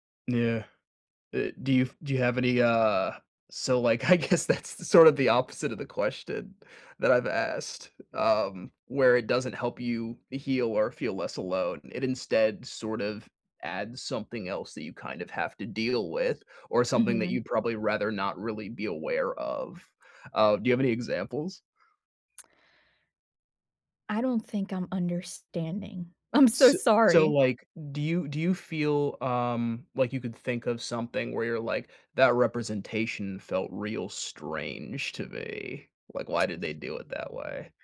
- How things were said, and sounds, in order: laughing while speaking: "I guess that's the"; tapping; other background noise
- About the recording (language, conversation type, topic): English, unstructured, Should I share my sad story in media to feel less alone?